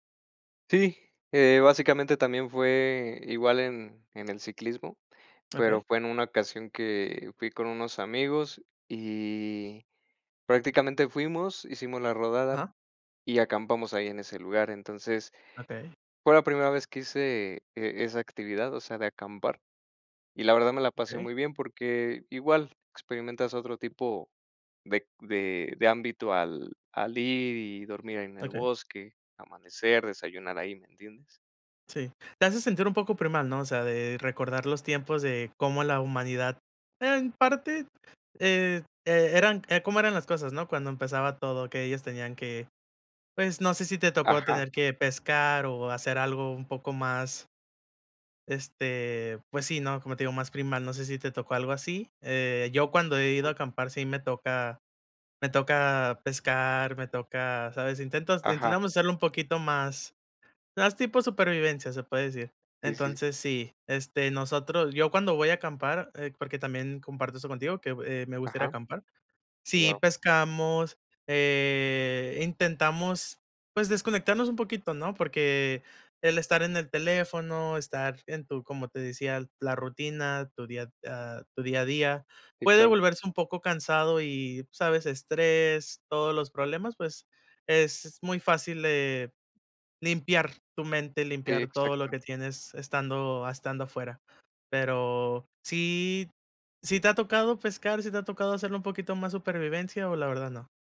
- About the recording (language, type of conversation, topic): Spanish, unstructured, ¿Te gusta pasar tiempo al aire libre?
- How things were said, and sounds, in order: other background noise